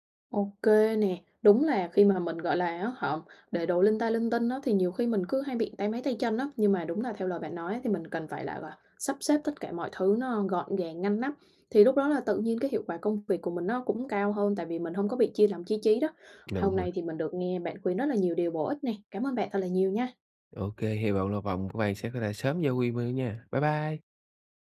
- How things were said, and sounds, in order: tapping; unintelligible speech
- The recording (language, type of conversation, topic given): Vietnamese, advice, Làm thế nào để duy trì thói quen dọn dẹp mỗi ngày?